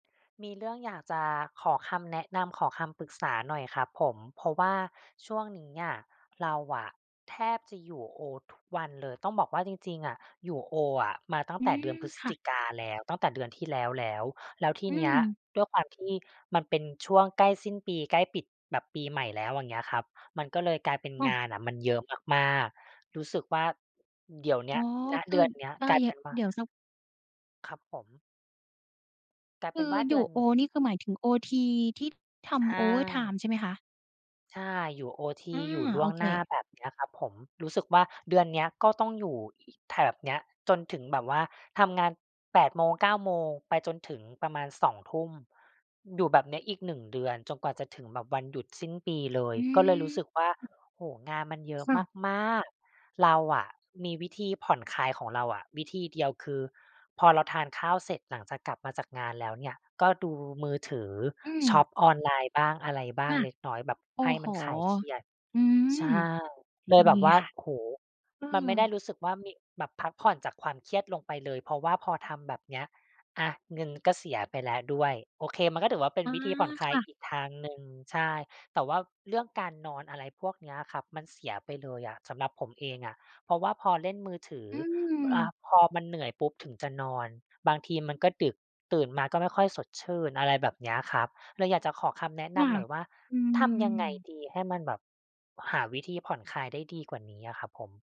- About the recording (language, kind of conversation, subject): Thai, advice, คุณรู้สึกท่วมท้นกับงานและไม่รู้จะพักผ่อนจิตใจอย่างไรดี?
- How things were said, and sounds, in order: in English: "โอเวอร์ไทม์"; other noise